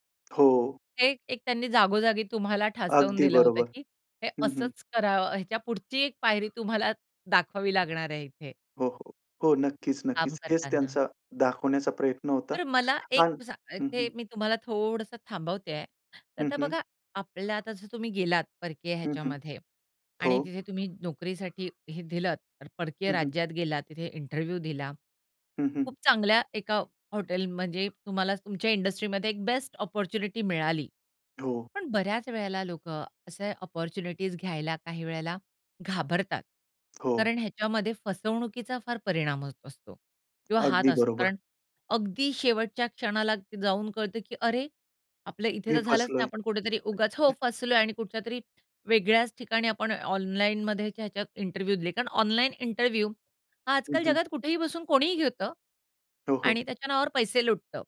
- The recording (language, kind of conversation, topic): Marathi, podcast, करिअर बदलताना नेटवर्किंगचे महत्त्व तुम्हाला कसे जाणवले?
- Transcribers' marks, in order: tapping; bird; in English: "इंटरव्ह्यू"; in English: "अपॉर्च्युनिटी"; in English: "अपॉर्च्युनिटीज"; other background noise; in English: "इंटरव्ह्यू"; in English: "इंटरव्ह्यू"